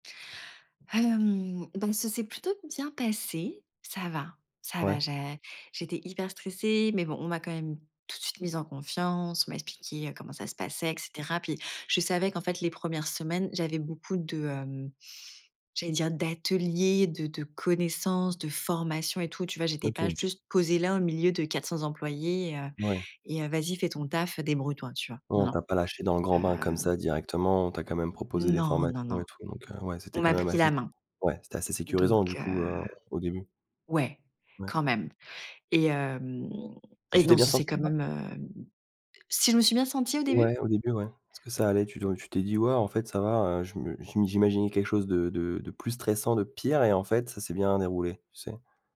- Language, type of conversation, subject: French, podcast, Comment gérer la pression sociale lorsqu’on change de travail ?
- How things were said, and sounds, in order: drawn out: "hem"; inhale